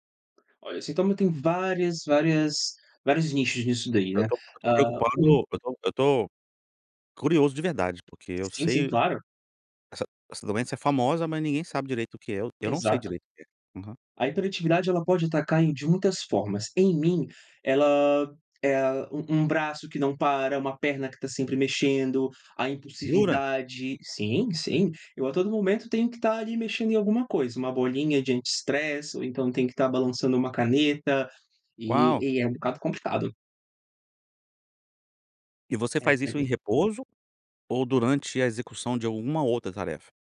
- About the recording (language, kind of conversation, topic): Portuguese, podcast, Você pode contar sobre uma vez em que deu a volta por cima?
- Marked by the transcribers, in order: other background noise; tapping